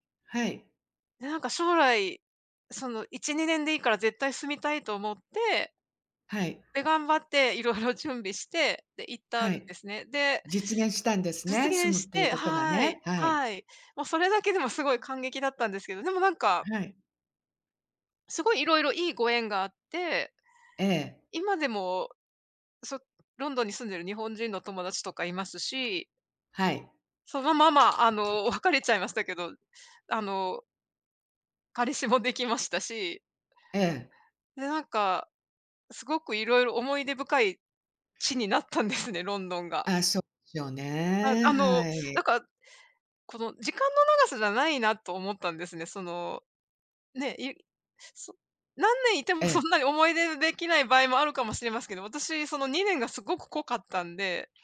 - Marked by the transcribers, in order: other background noise; laughing while speaking: "なったんですね"
- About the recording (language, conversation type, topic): Japanese, unstructured, 懐かしい場所を訪れたとき、どんな気持ちになりますか？